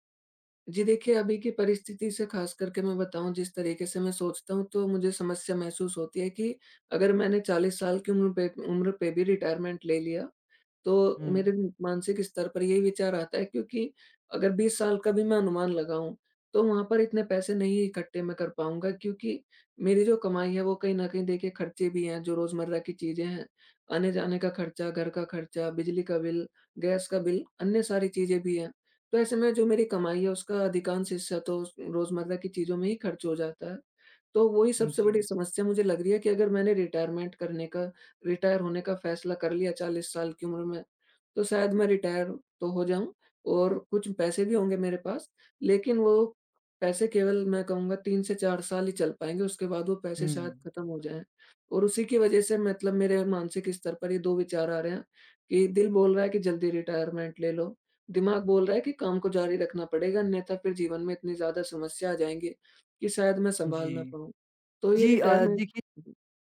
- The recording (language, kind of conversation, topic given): Hindi, advice, आपको जल्दी सेवानिवृत्ति लेनी चाहिए या काम जारी रखना चाहिए?
- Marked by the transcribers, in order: in English: "रिटायरमेंट"; in English: "रिटायरमेंट"; in English: "रिटायर"; in English: "रिटायर"; in English: "रिटायरमेंट"; in English: "रिटायरमेंट"